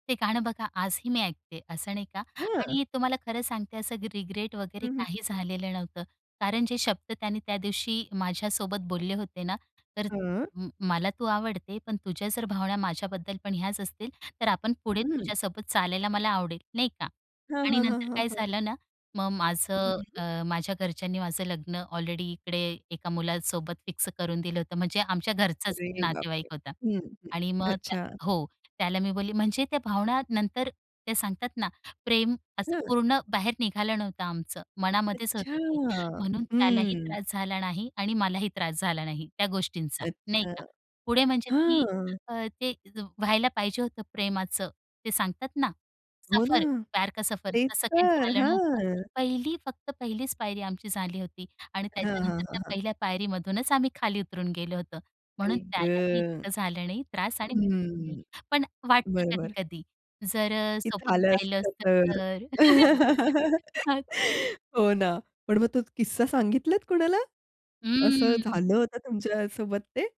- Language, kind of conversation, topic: Marathi, podcast, कोणतं गाणं ऐकलं की तुला तुझ्या पहिल्या प्रेमाची आठवण येते?
- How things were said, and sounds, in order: in English: "रिग्रेट"; other background noise; tapping; in Hindi: "सफर, प्यार का सफर"; chuckle; giggle